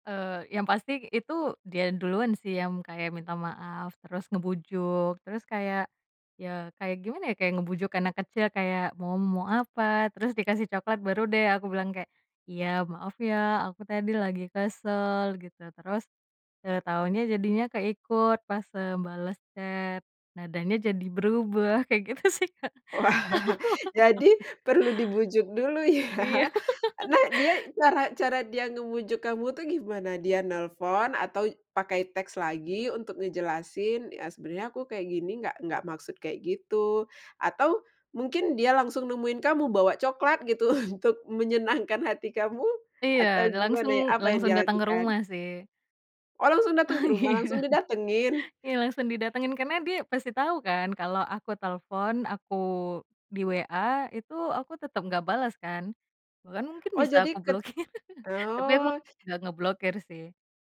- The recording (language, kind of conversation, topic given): Indonesian, podcast, Pernahkah kamu salah paham karena pesan teks?
- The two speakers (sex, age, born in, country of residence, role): female, 25-29, Indonesia, Indonesia, guest; female, 35-39, Indonesia, Indonesia, host
- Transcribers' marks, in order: in English: "chat"; laughing while speaking: "Wah"; chuckle; laughing while speaking: "gitu sih, Kak"; laugh; laughing while speaking: "ya"; laugh; laughing while speaking: "gitu"; laughing while speaking: "Ah, iya"; laughing while speaking: "blokir"; chuckle; other background noise